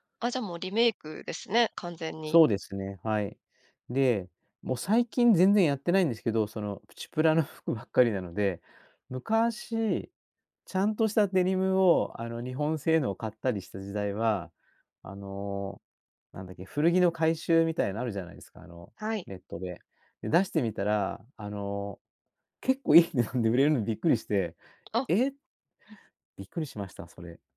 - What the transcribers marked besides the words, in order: laughing while speaking: "いい値段で売れるのびっくりして"
- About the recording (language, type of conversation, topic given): Japanese, podcast, 着なくなった服はどう処分していますか？